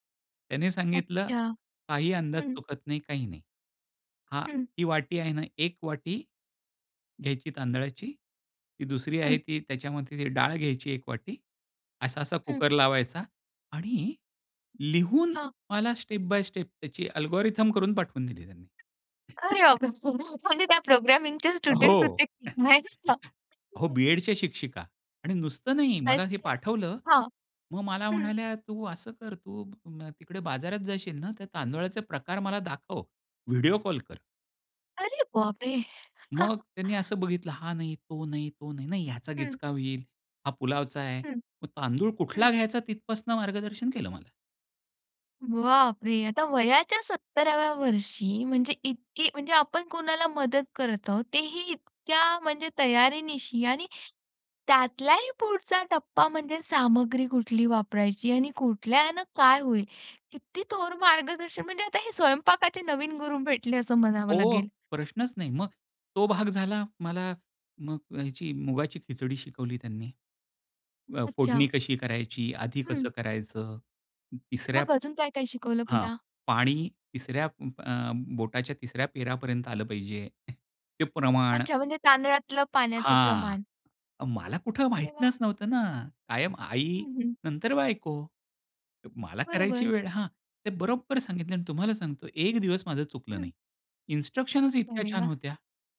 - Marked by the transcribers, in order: in English: "स्टेप बाय स्टेप"; in English: "अल्गोरिदम"; other noise; unintelligible speech; chuckle; in English: "स्टुडंट्स"; tapping; surprised: "अरे बापरे!"; surprised: "बापरे!"; chuckle; in English: "इन्स्ट्रक्शनच"
- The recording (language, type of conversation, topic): Marathi, podcast, आपण मार्गदर्शकाशी नातं कसं निर्माण करता आणि त्याचा आपल्याला कसा फायदा होतो?